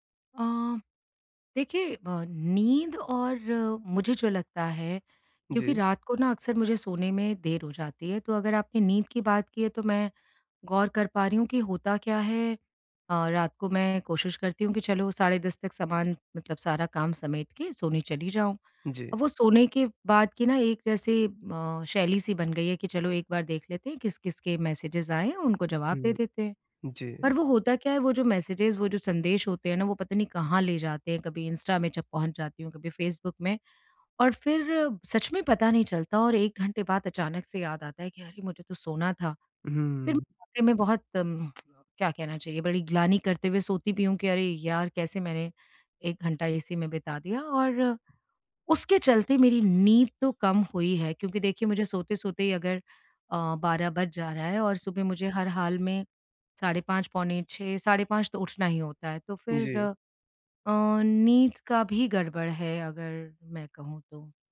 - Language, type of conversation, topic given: Hindi, advice, लंबे समय तक ध्यान बनाए रखना
- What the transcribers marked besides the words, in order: in English: "मैसेजेस"; in English: "मैसेजेस"; tapping; tsk